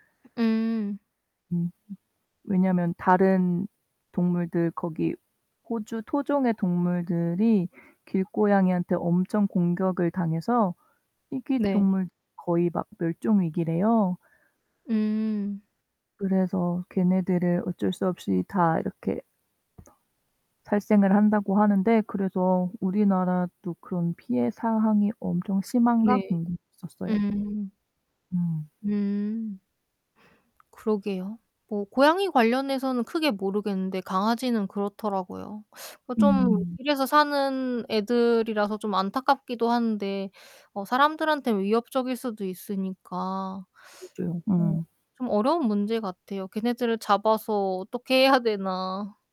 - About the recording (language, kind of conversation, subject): Korean, unstructured, 길고양이와 길강아지 문제를 어떻게 해결해야 할까요?
- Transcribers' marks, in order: other background noise; tapping; distorted speech; teeth sucking